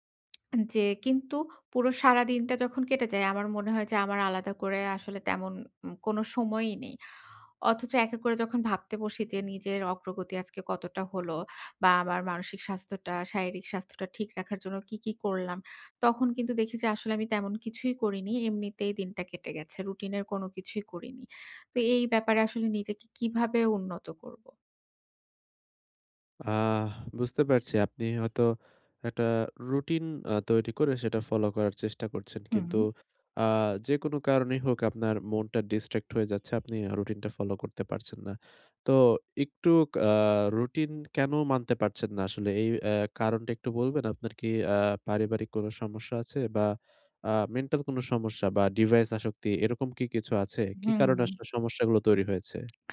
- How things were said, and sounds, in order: none
- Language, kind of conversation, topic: Bengali, advice, ভ্রমণ বা সাপ্তাহিক ছুটিতে মানসিক সুস্থতা বজায় রাখতে দৈনন্দিন রুটিনটি দ্রুত কীভাবে মানিয়ে নেওয়া যায়?